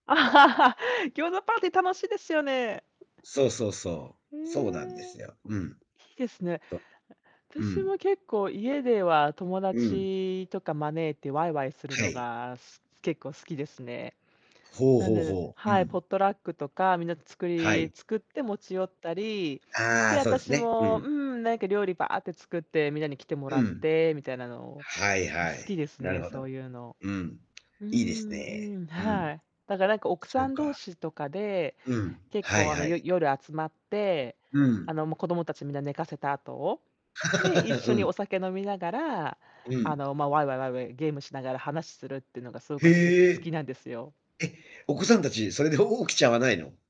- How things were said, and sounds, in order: laugh; distorted speech; other background noise; tapping; in English: "ポットラック"; laugh
- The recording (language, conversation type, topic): Japanese, unstructured, 家族や友達とは、普段どのように時間を過ごしていますか？